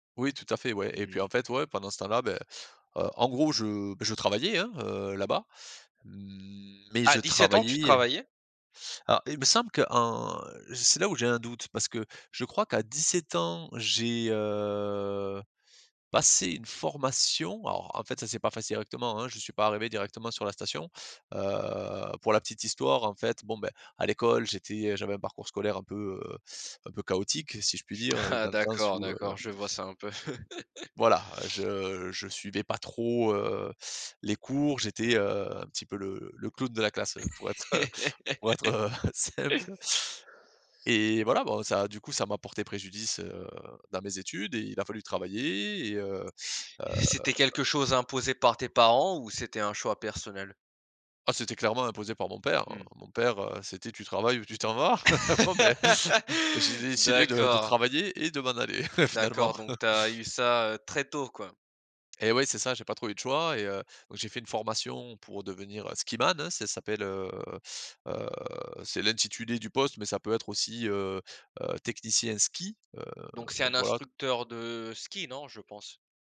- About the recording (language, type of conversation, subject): French, podcast, Quel souvenir d’enfance te revient tout le temps ?
- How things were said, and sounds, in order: drawn out: "heu"; laugh; sniff; laugh; other background noise; drawn out: "heu"; laugh; laughing while speaking: "Bon, ben"; chuckle; chuckle; tapping; other noise